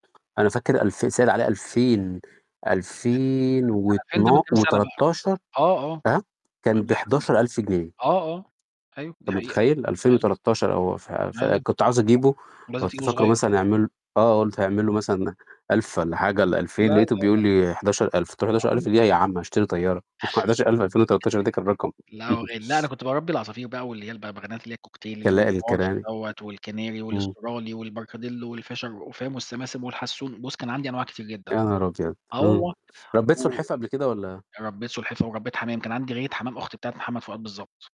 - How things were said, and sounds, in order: unintelligible speech; distorted speech; background speech; unintelligible speech; chuckle; chuckle; in English: "الParrot"; tapping; other background noise; static
- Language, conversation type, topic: Arabic, unstructured, إيه النصيحة اللي تديها لحد عايز يربي حيوان أليف لأول مرة؟